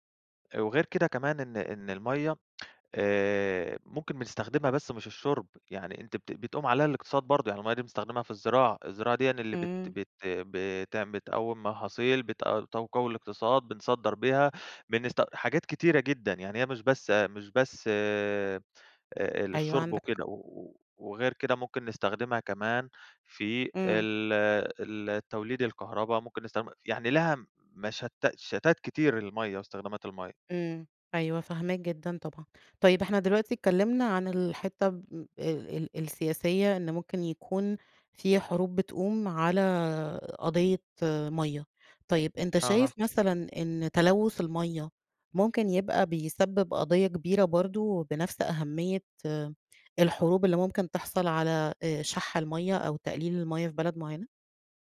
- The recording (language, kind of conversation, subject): Arabic, podcast, ليه الميه بقت قضية كبيرة النهارده في رأيك؟
- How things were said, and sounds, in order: none